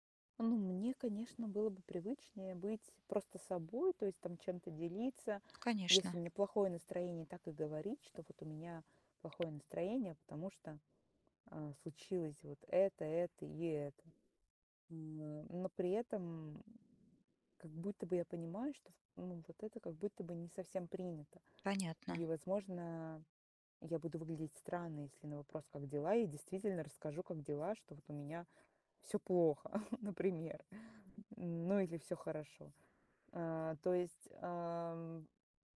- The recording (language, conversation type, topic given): Russian, advice, Как мне сочетать искренность с желанием вписаться в новый коллектив, не теряя себя?
- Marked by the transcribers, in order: tapping; chuckle